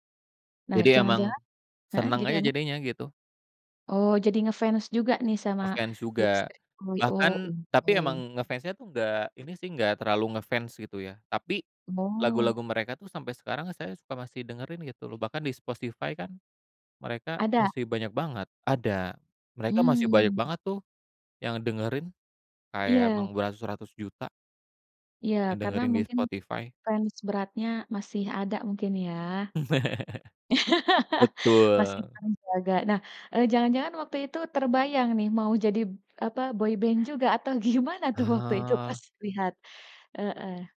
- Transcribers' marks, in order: "spotify" said as "spostify"; chuckle; laugh; in English: "boyband"; laughing while speaking: "gimana tuh waktu"
- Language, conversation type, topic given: Indonesian, podcast, Musik apa yang sering diputar di rumah saat kamu kecil, dan kenapa musik itu berkesan bagi kamu?
- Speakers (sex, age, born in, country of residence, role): female, 35-39, Indonesia, Indonesia, host; male, 35-39, Indonesia, Indonesia, guest